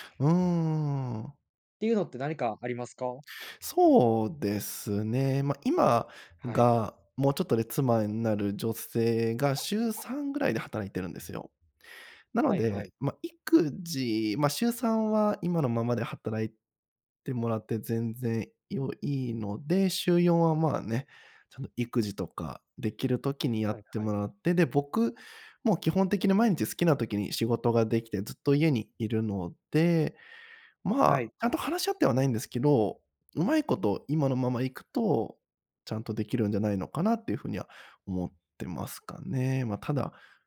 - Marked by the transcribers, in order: other background noise
- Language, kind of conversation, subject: Japanese, podcast, 普段、家事の分担はどのようにしていますか？